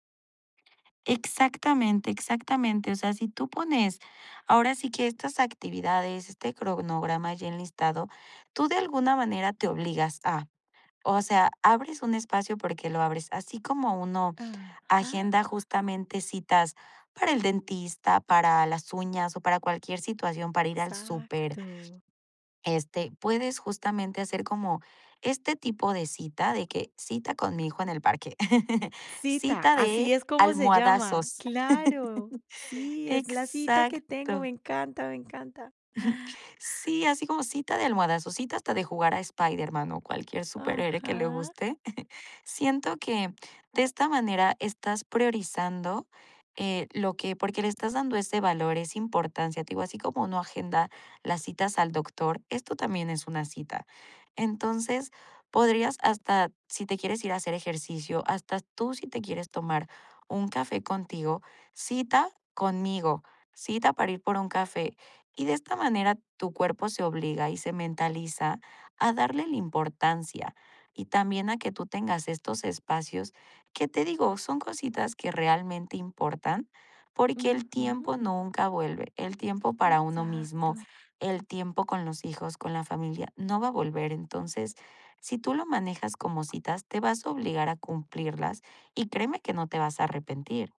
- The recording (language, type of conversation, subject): Spanish, advice, ¿Cómo puedo priorizar lo que realmente importa en mi vida?
- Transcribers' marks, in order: laugh; chuckle; chuckle